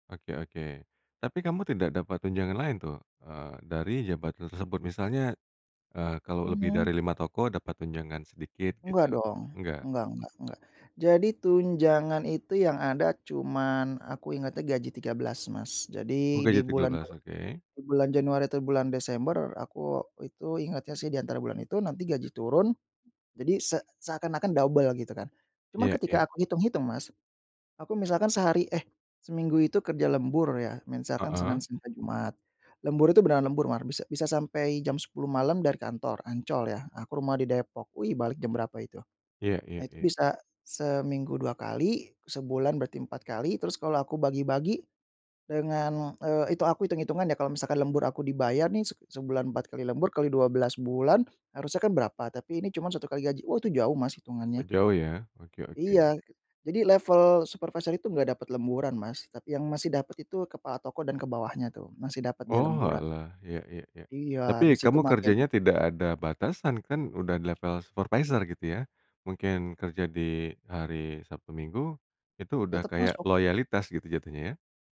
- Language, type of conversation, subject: Indonesian, podcast, Bagaimana kamu mempertimbangkan gaji dan kepuasan kerja?
- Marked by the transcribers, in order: "misalkan" said as "minsalkan"